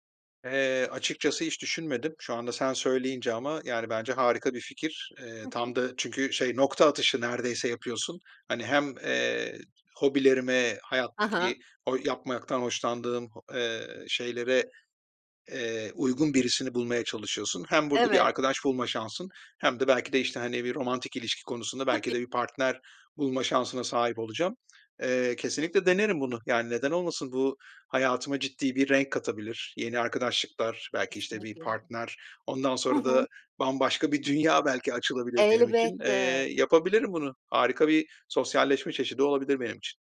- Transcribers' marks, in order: none
- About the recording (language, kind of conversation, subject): Turkish, advice, Eşim zor bir dönemden geçiyor; ona duygusal olarak nasıl destek olabilirim?